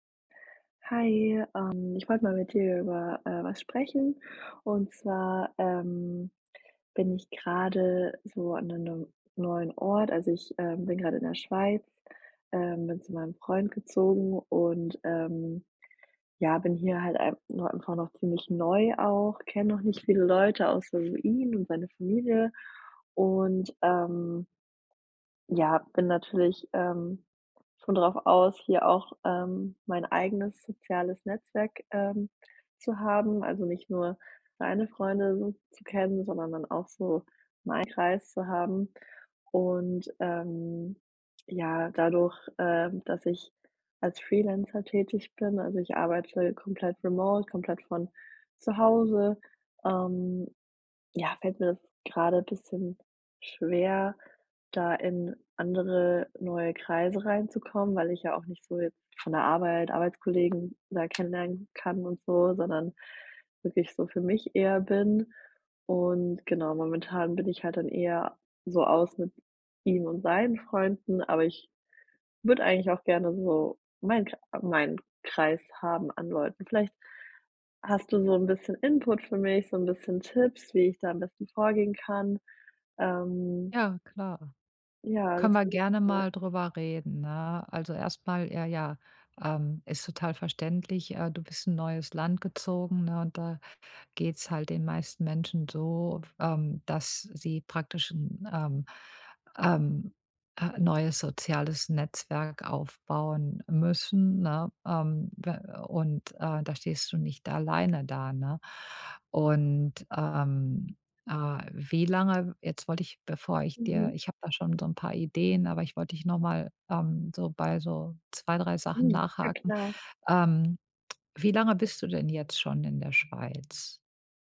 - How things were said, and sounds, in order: other background noise
- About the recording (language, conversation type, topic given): German, advice, Wie kann ich entspannt neue Leute kennenlernen, ohne mir Druck zu machen?